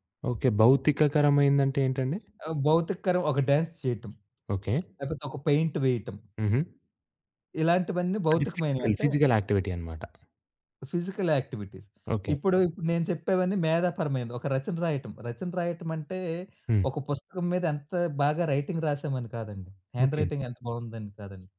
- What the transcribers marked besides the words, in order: tapping; in English: "డాన్స్"; in English: "పెయింట్"; in English: "ఫిజికల్, ఫిజికల్ యాక్టివిటీ"; in English: "ఫిజికల్ యాక్టివిటీస్"; in English: "రైటింగ్"; in English: "హ్యాండ్‌రైటింగ్"
- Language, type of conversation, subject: Telugu, podcast, సృజనకు స్ఫూర్తి సాధారణంగా ఎక్కడ నుంచి వస్తుంది?